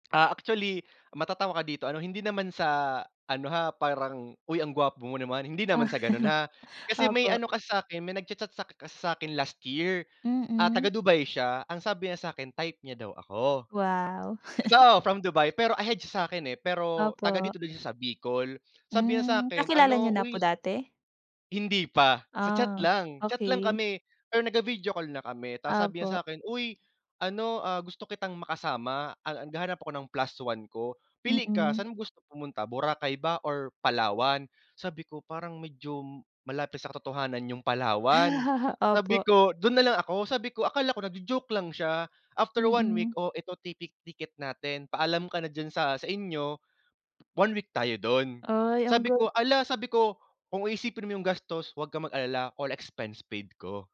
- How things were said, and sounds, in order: laughing while speaking: "Ah"; tapping; chuckle; other background noise; chuckle
- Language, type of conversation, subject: Filipino, unstructured, Ano ang pinakatumatak na pangyayari sa bakasyon mo?
- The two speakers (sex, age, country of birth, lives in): female, 30-34, Philippines, Philippines; male, 30-34, Philippines, Philippines